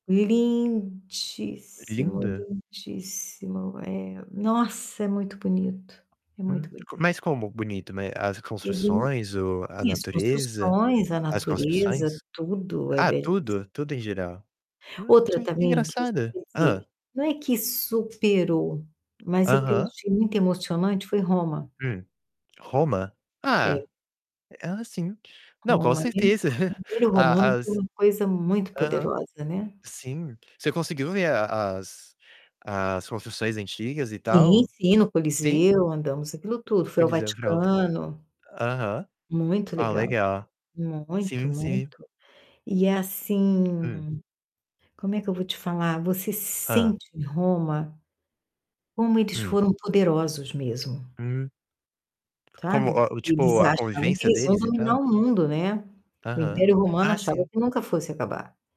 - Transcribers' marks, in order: static; distorted speech; tapping; unintelligible speech; other background noise; unintelligible speech; unintelligible speech; chuckle; unintelligible speech
- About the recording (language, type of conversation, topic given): Portuguese, unstructured, Como você escolhe seu destino de viagem?